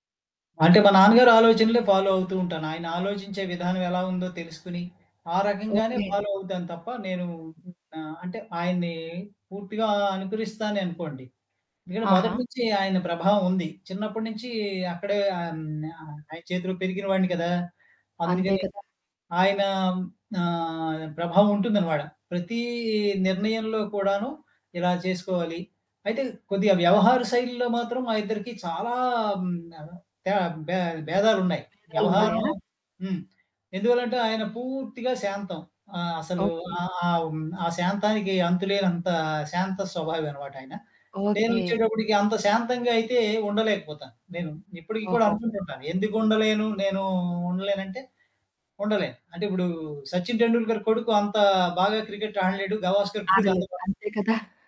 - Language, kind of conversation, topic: Telugu, podcast, తల్లిదండ్రుల మార్గదర్శకత్వం ఇతర మార్గదర్శకుల మార్గదర్శకత్వం కంటే ఎలా భిన్నంగా ఉంటుందో చెప్పగలరా?
- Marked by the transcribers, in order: in English: "ఫాలో"; in English: "ఫాలో"; laughing while speaking: "కొడుకు"